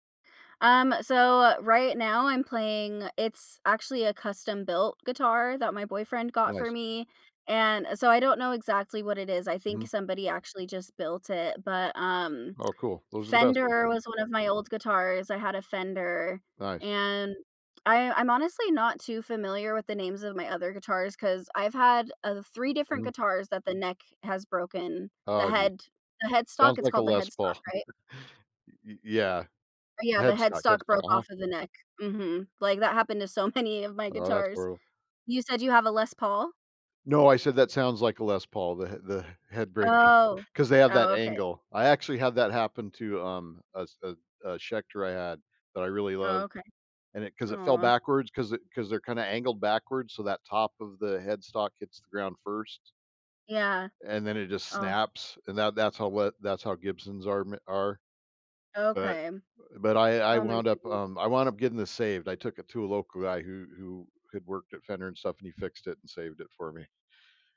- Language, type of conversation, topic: English, unstructured, How have your hobbies helped you grow or understand yourself better?
- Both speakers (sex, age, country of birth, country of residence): female, 25-29, United States, United States; male, 55-59, United States, United States
- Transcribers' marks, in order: lip smack; chuckle; laughing while speaking: "many"; laughing while speaking: "the head breaking"; other background noise; drawn out: "Oh"